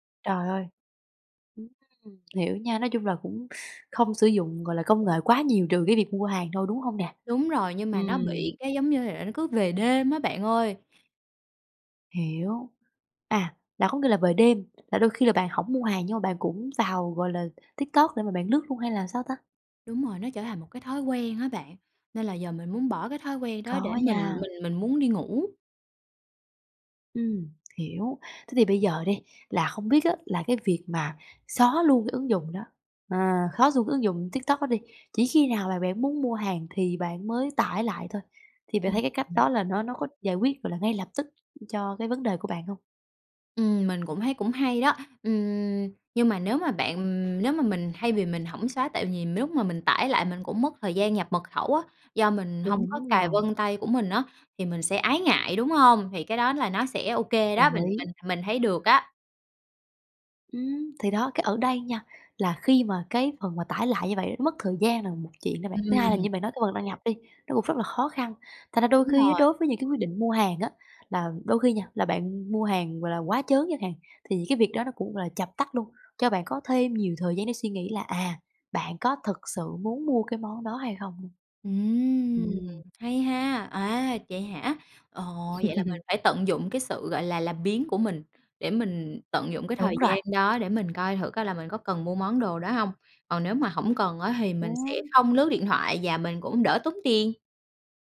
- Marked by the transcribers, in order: tapping; unintelligible speech; laugh
- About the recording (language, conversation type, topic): Vietnamese, advice, Dùng quá nhiều màn hình trước khi ngủ khiến khó ngủ